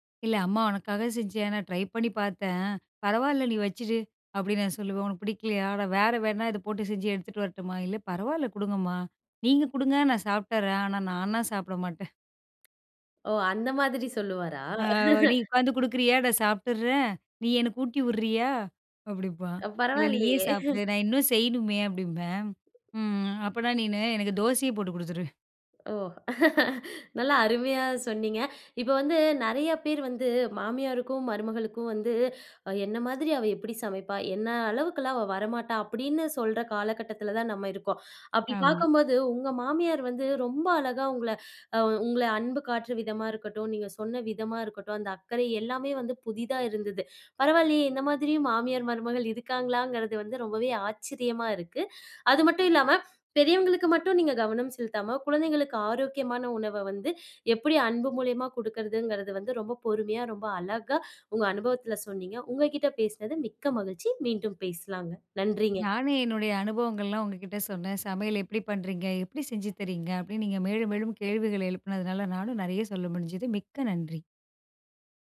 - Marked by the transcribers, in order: tapping; laugh; laugh; other background noise; laugh
- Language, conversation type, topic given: Tamil, podcast, சமையல் மூலம் அன்பை எப்படி வெளிப்படுத்தலாம்?